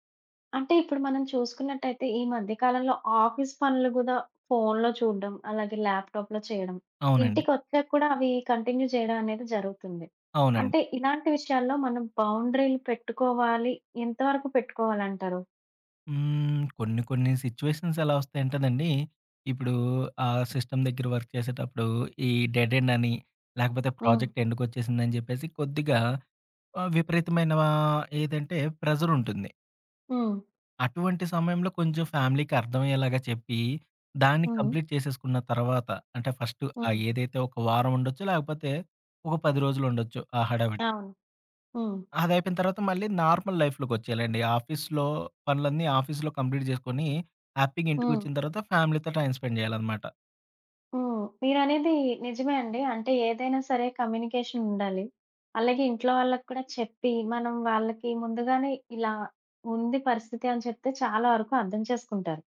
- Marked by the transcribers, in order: in English: "ఆఫీస్"; in English: "ల్యాప్‌టాప్‌లో"; in English: "కంటిన్యూ"; in English: "సిట్యుయేషన్స్"; in English: "సిస్టమ్"; in English: "వర్క్"; in English: "డెడ్ ఎండ్"; in English: "ప్రాజెక్ట్ ఎండ్‌కి"; in English: "ప్రెజర్"; in English: "ఫ్యామిలీకి"; in English: "కంప్లీట్"; in English: "నార్మల్ లైఫ్‌లోకొచ్చేయాలండి. ఆఫీస్‌లో"; in English: "ఆఫీస్‌లో కంప్లీట్"; in English: "హ్యాపీగా"; in English: "ఫ్యామిలీతో టైమ్ స్పెండ్"; in English: "కమ్యూనికేషన్"
- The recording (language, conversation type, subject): Telugu, podcast, ఆన్‌లైన్, ఆఫ్‌లైన్ మధ్య సమతుల్యం సాధించడానికి సులభ మార్గాలు ఏవిటి?